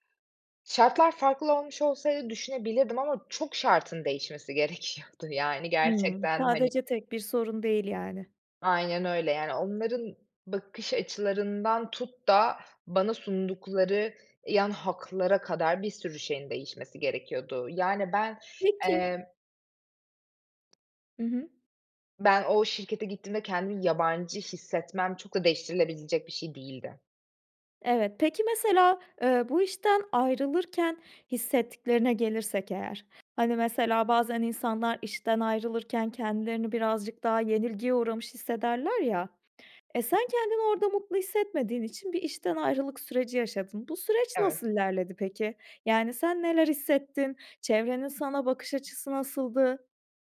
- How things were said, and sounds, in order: tapping; other background noise
- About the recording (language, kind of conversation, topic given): Turkish, podcast, Para mı, iş tatmini mi senin için daha önemli?